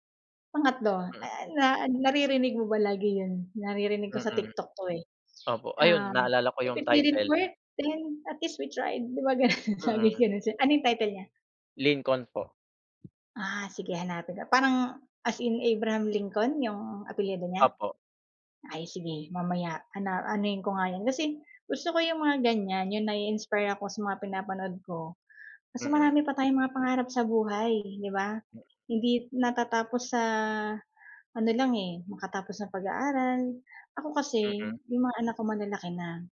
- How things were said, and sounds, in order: chuckle; tapping
- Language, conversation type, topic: Filipino, unstructured, Ano ang pinakamahalagang hakbang para makamit ang iyong mga pangarap?